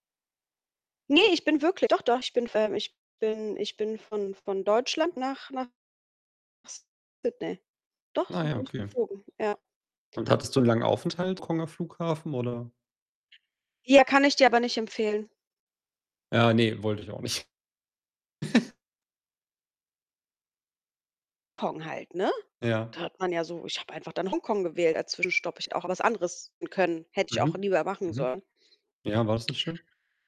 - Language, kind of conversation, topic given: German, unstructured, Wohin reist du am liebsten und warum?
- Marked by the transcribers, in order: distorted speech; other background noise; unintelligible speech; static; laughing while speaking: "nicht"; giggle; unintelligible speech